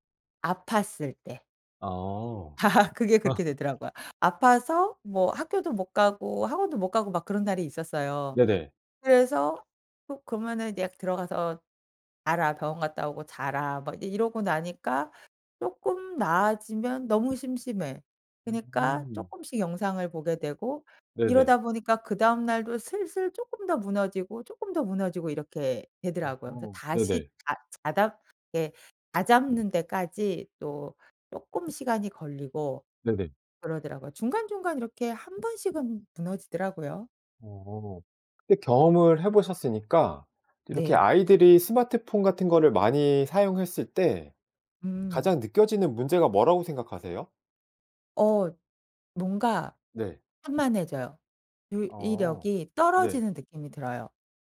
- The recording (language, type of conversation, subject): Korean, podcast, 아이들의 화면 시간을 어떻게 관리하시나요?
- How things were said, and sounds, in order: laugh; other background noise; tapping